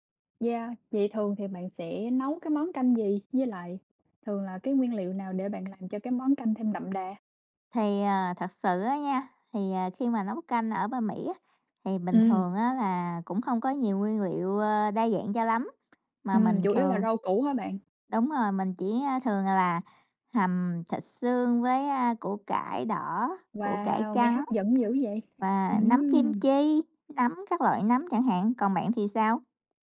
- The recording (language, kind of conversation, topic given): Vietnamese, unstructured, Bạn có bí quyết nào để nấu canh ngon không?
- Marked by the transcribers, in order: tapping; other background noise